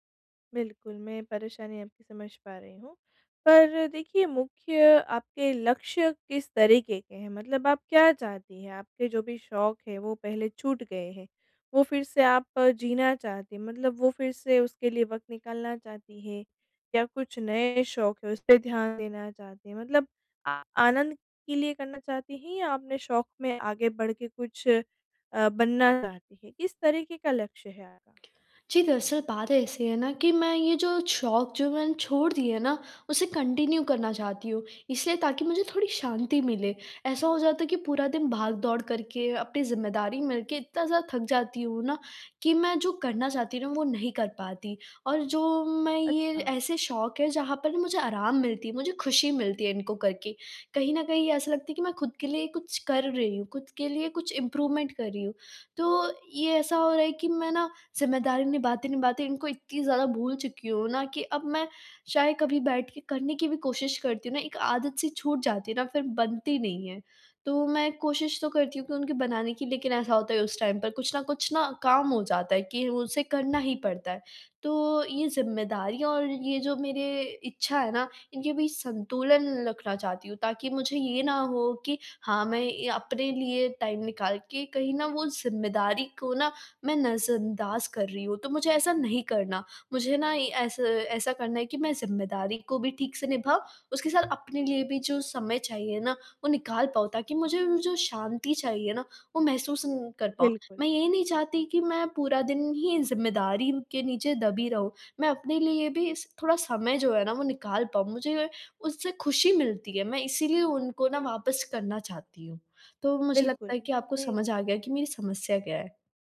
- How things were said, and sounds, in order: tongue click; "शौक" said as "छौक"; in English: "कंटिन्यू"; in English: "इम्प्रूवमेंट"; in English: "टाइम"; in English: "टाइम"; other background noise
- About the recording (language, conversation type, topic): Hindi, advice, समय और जिम्मेदारी के बीच संतुलन